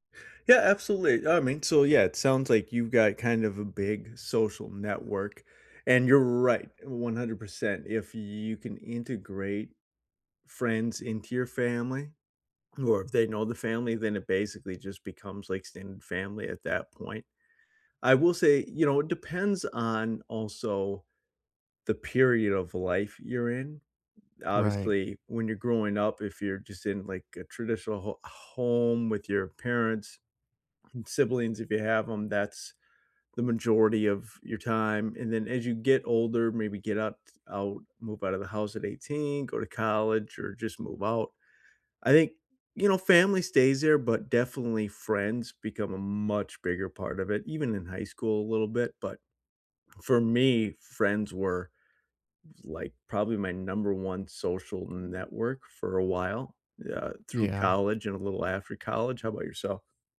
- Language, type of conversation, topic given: English, unstructured, How do I balance time between family and friends?
- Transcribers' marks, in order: drawn out: "home"